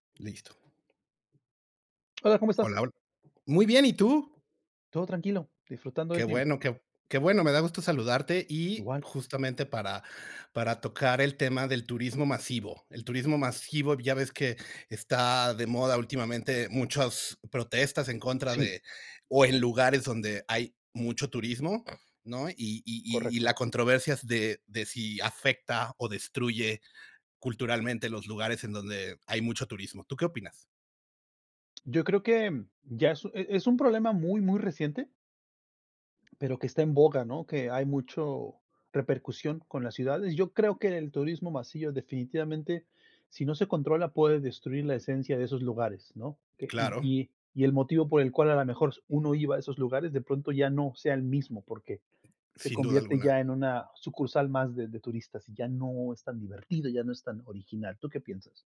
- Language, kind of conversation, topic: Spanish, unstructured, ¿Piensas que el turismo masivo destruye la esencia de los lugares?
- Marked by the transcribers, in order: other background noise; sniff; "masivo" said as "masillo"